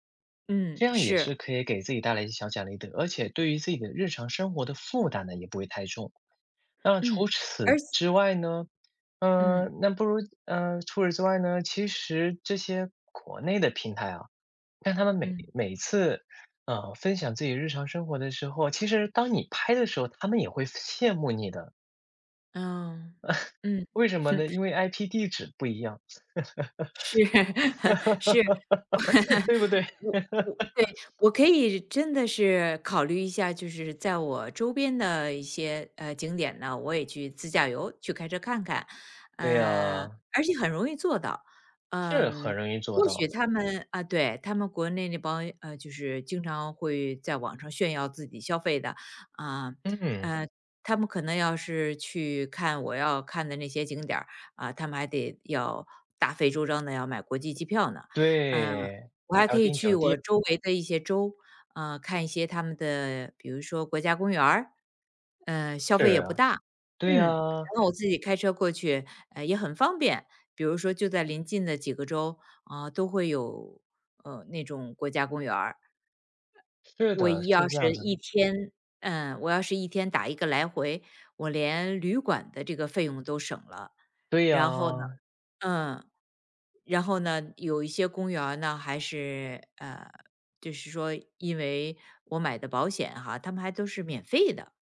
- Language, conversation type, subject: Chinese, advice, 社交媒体上频繁看到他人炫耀奢华生活时，为什么容易让人产生攀比心理？
- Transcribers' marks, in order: chuckle; laughing while speaking: "是"; chuckle; laugh; other background noise